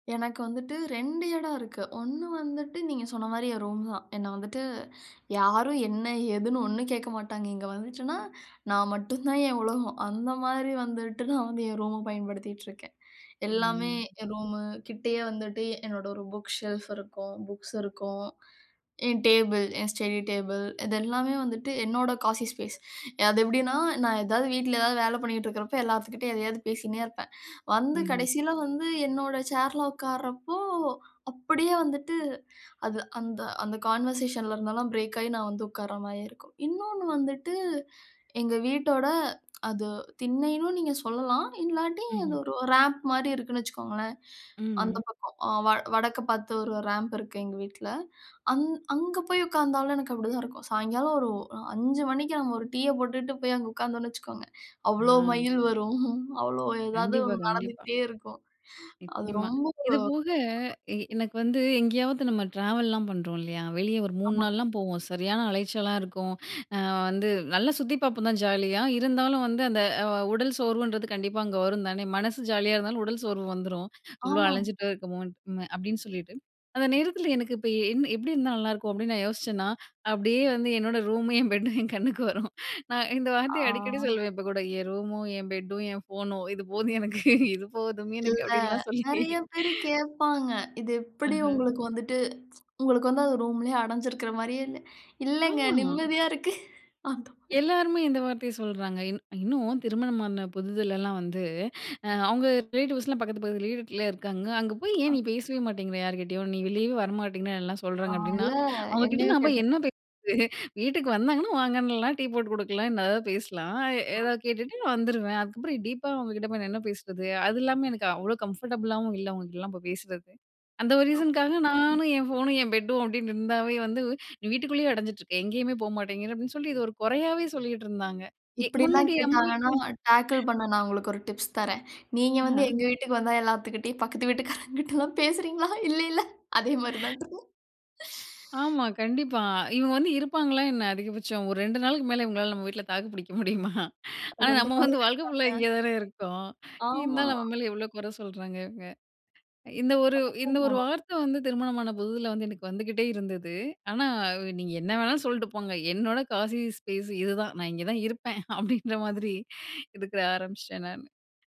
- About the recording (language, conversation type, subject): Tamil, podcast, வீட்டில் சுகமான ஒரு மூலையை எப்படி அமைப்பது?
- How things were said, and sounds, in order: in English: "ஷெல்ஃப்"; in English: "ஸ்டடி டேபிள்"; in English: "காஷிஸ் ஸ்பேஸ்"; in English: "கான்வர்சேஷன்ல"; in English: "பிரேக்"; in English: "ரேம்ப்"; laughing while speaking: "மயில் வரும்"; unintelligible speech; in English: "டிராவல்லாம்"; laughing while speaking: "ரூமயும், என் பெட்டையும் என் கண்ணுக்கு வரும்"; laughing while speaking: "இது போதும் எனக்கு, இது போதும் எனக்கு அப்பிடின்லாம் சொல்லிட்டே"; tsk; laugh; laughing while speaking: "அந்தமாரி"; in English: "ரிலேட்டிவ்ஸ்லாம்"; unintelligible speech; drawn out: "கால்ல"; laughing while speaking: "பேசுறது?"; unintelligible speech; unintelligible speech; in English: "கம்ஃபர்டபுள்"; other noise; in English: "ரீசன்"; in English: "டேக்கில்"; unintelligible speech; in English: "டிப்ஸ்"; laughing while speaking: "பக்கத்து வீட்டுக்காரங்கிட்டலாம் பேசுறீங்களா? இல்லையில. அதேமாரி தான் இதுவும்"; sigh; unintelligible speech; laughing while speaking: "பிடிக்க முடியுமா?"; unintelligible speech; in English: "காஷிஸ் ஸ்பேஸ்"; laughing while speaking: "அப்பிடின்ற மாதிரி இருக்க ஆரம்பிச்சிட்டேன் நானு"